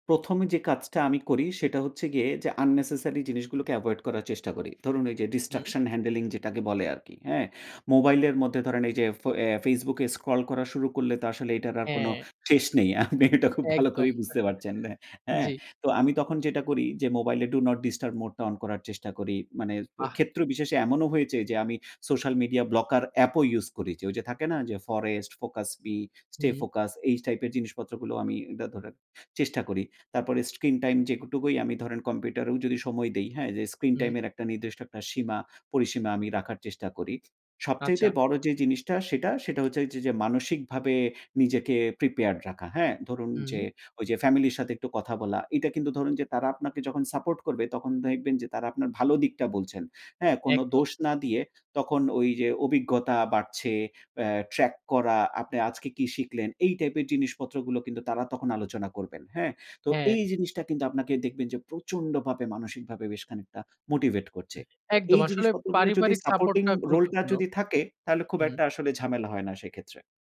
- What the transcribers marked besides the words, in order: in English: "unnecessary"; other background noise; in English: "distraction handling"; laughing while speaking: "আপনি এটা খুব ভালো করেই বুঝতে পারছেন অ্যা"; chuckle; "হয়েছে" said as "হয়েচে"; "যেটুকুই" said as "যেকুটুকুই"
- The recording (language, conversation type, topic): Bengali, podcast, সময় কম থাকলে কীভাবে পড়াশোনা পরিচালনা করবেন?
- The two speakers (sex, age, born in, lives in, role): male, 25-29, Bangladesh, Bangladesh, host; male, 35-39, Bangladesh, Finland, guest